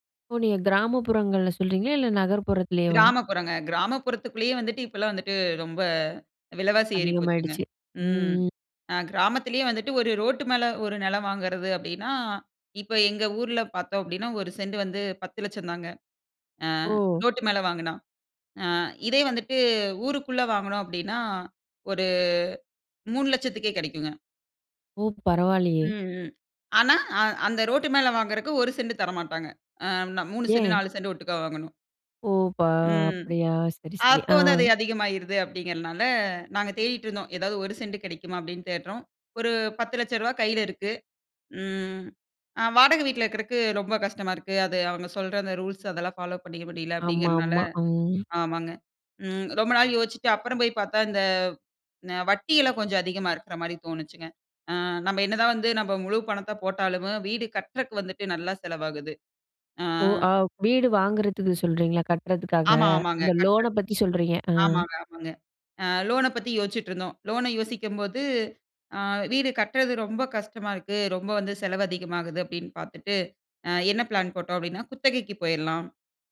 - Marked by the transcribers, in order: "வாங்குறதுக்கு" said as "வாங்கறக்கு"; "கட்டுறதுக்கு" said as "கட்றக்"; "கட்டுறதுக்கு" said as "கட்றக்கு"; in English: "லோன"; in English: "லோன்‌ன"; in English: "லோன்‌ன"
- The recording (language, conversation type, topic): Tamil, podcast, வீடு வாங்கலாமா அல்லது வாடகை வீட்டிலேயே தொடரலாமா என்று முடிவெடுப்பது எப்படி?